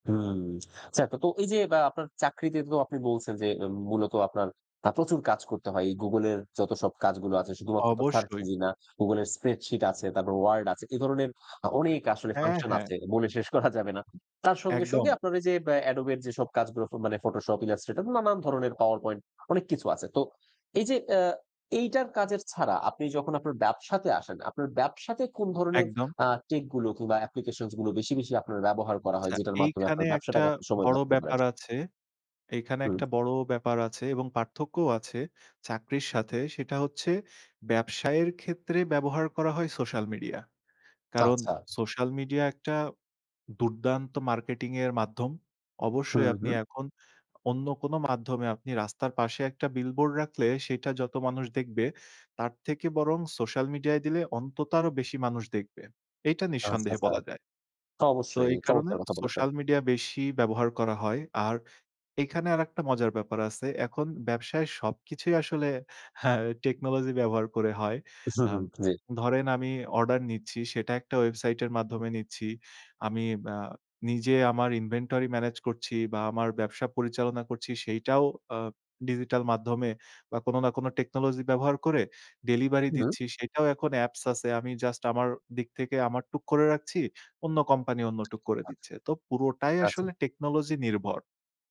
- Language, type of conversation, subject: Bengali, podcast, টেকনোলজি ব্যবহার করে আপনি কীভাবে সময় বাঁচান?
- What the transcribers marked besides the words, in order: tapping; other background noise